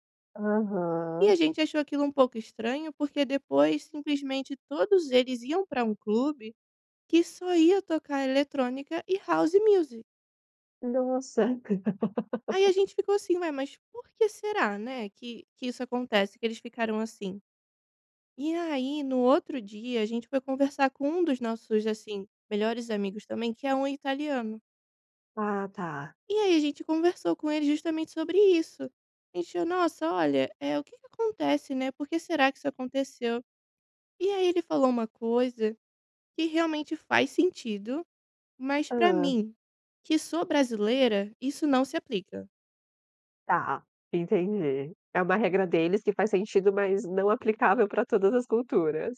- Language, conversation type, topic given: Portuguese, podcast, Como montar uma playlist compartilhada que todo mundo curta?
- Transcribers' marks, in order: in English: "House Music"; laugh